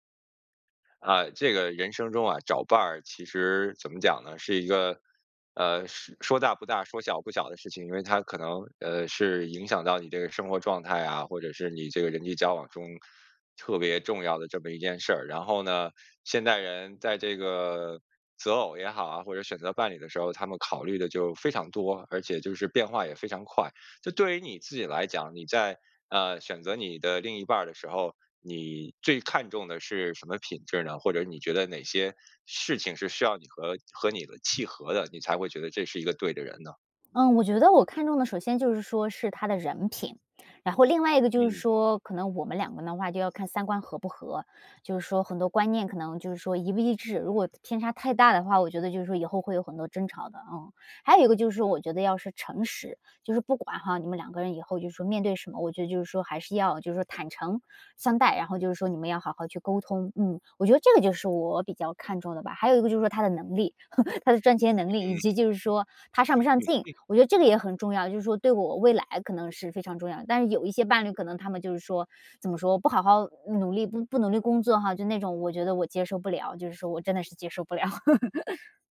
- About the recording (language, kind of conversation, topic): Chinese, podcast, 选择伴侣时你最看重什么？
- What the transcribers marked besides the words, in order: laugh; other background noise; other noise; laugh